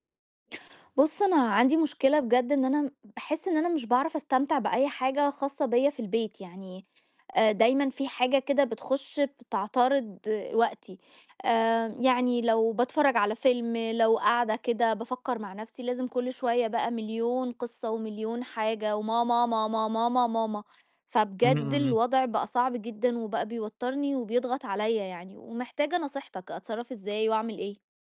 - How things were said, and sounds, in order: tapping
- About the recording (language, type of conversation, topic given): Arabic, advice, ليه مش بعرف أركز وأنا بتفرّج على أفلام أو بستمتع بوقتي في البيت؟